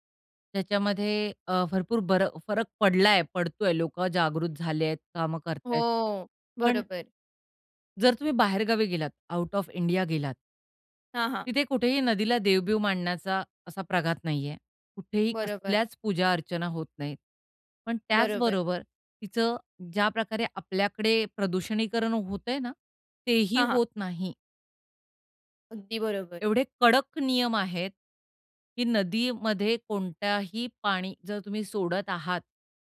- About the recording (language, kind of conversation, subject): Marathi, podcast, नद्या आणि ओढ्यांचे संरक्षण करण्यासाठी लोकांनी काय करायला हवे?
- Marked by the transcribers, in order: drawn out: "हो"; in English: "आउट ऑफ इंडिया"; stressed: "कडक"